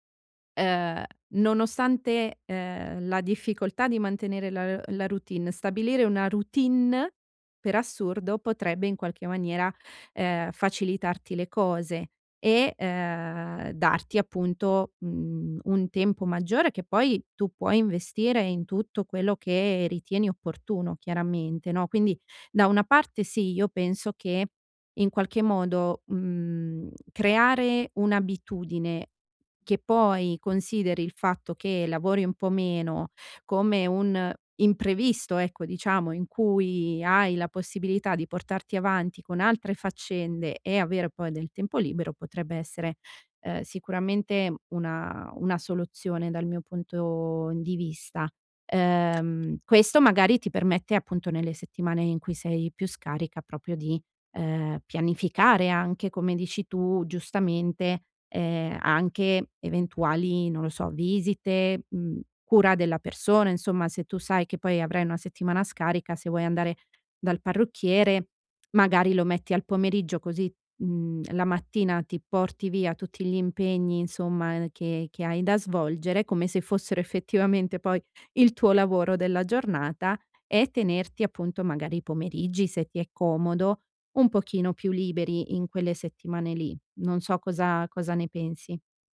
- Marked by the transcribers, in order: tapping; "proprio" said as "propio"
- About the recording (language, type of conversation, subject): Italian, advice, Come posso bilanciare i miei bisogni personali con quelli della mia famiglia durante un trasferimento?
- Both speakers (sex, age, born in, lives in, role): female, 35-39, Italy, Italy, advisor; female, 40-44, Italy, Italy, user